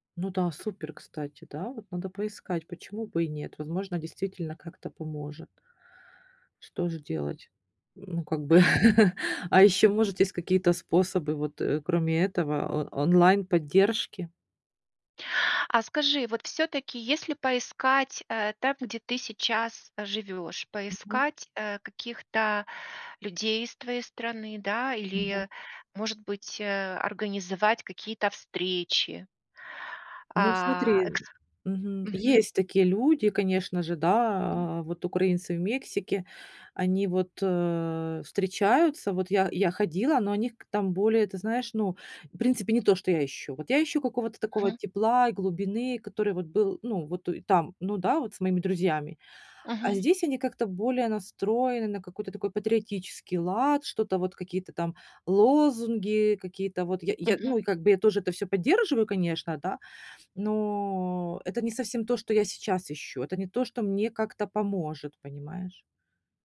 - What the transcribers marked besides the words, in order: chuckle; tapping
- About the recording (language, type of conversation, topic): Russian, advice, Как справиться с одиночеством и тоской по дому после переезда в новый город или другую страну?